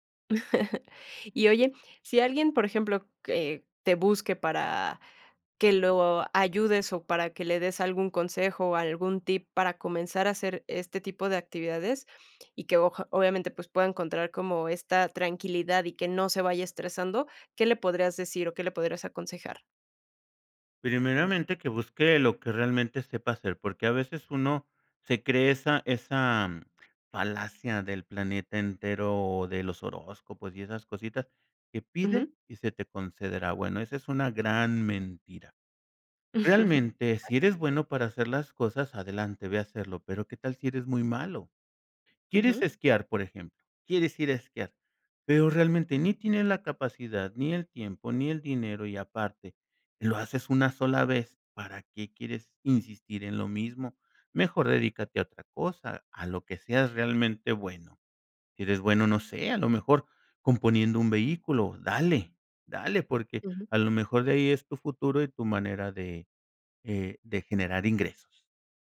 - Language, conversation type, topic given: Spanish, podcast, ¿Qué momento en la naturaleza te dio paz interior?
- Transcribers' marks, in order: chuckle; chuckle; background speech